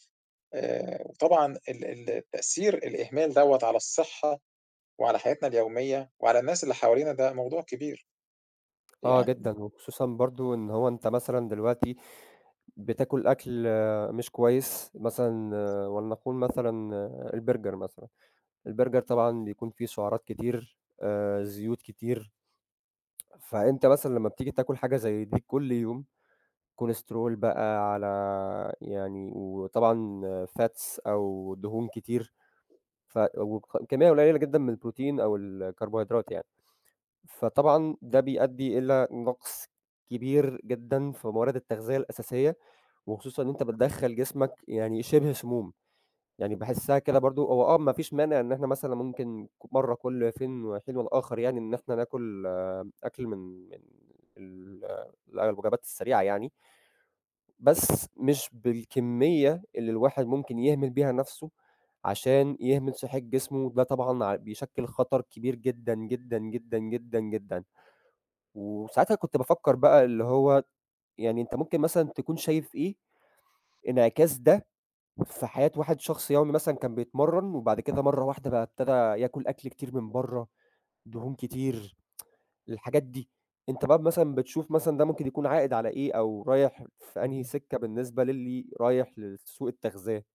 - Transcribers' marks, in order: other background noise; tapping; in English: "fats"; tsk; unintelligible speech
- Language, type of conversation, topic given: Arabic, unstructured, هل بتخاف من عواقب إنك تهمل صحتك البدنية؟